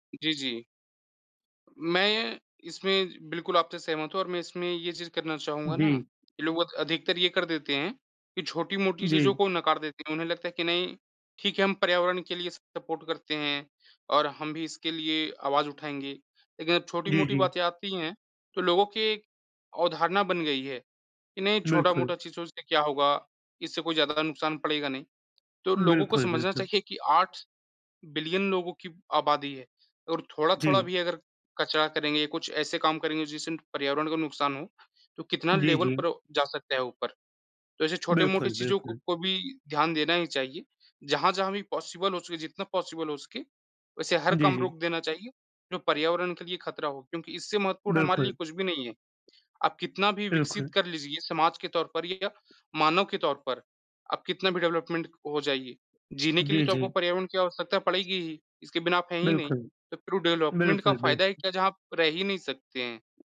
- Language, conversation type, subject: Hindi, unstructured, क्या पर्यावरण संकट मानवता के लिए सबसे बड़ा खतरा है?
- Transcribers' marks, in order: in English: "सपोर्ट"; in English: "बिलियन"; in English: "लेवल"; in English: "पॉसिबल"; in English: "पॉसिबल"; in English: "डेवलपमेंट"; in English: "डेवलपमेंट"